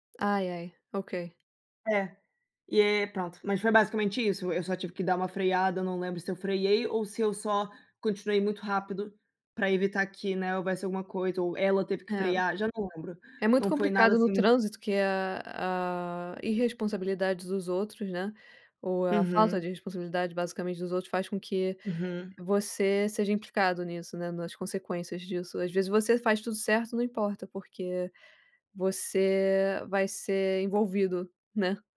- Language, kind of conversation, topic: Portuguese, unstructured, O que mais te irrita no comportamento das pessoas no trânsito?
- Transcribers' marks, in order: "freada" said as "freiada"; "freei" said as "freiei"; "frear" said as "freiar"